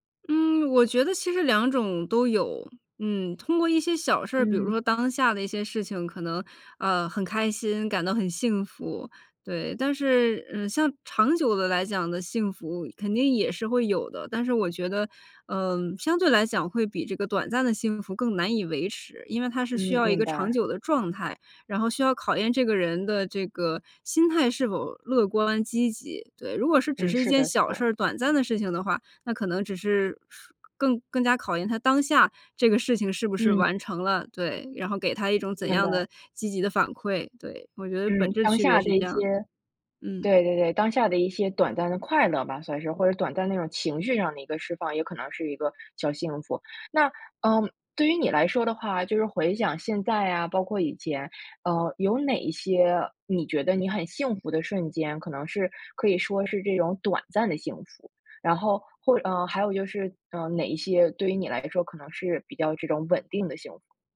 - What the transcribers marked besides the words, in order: teeth sucking
- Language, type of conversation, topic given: Chinese, podcast, 你会如何在成功与幸福之间做取舍？